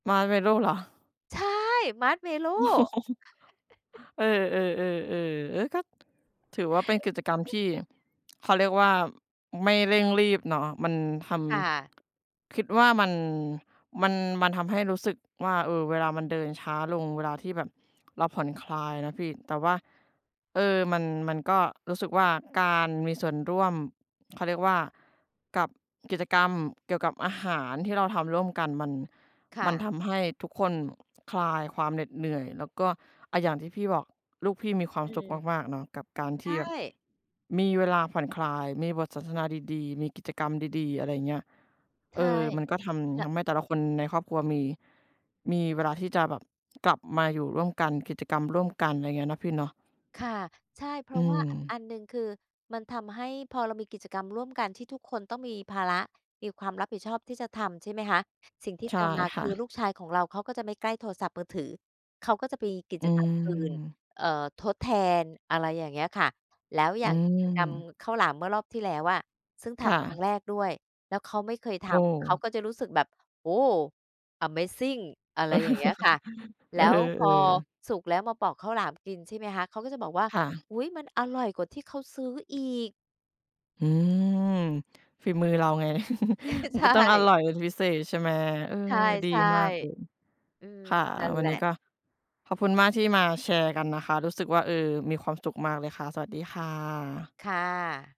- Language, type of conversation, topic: Thai, unstructured, คุณคิดว่าอาหารช่วยสร้างความผูกพันระหว่างคนได้อย่างไร?
- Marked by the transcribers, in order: laughing while speaking: "เหรอ ?"; chuckle; chuckle; lip smack; other noise; chuckle; laughing while speaking: "เออ"; chuckle; laughing while speaking: "ใช่"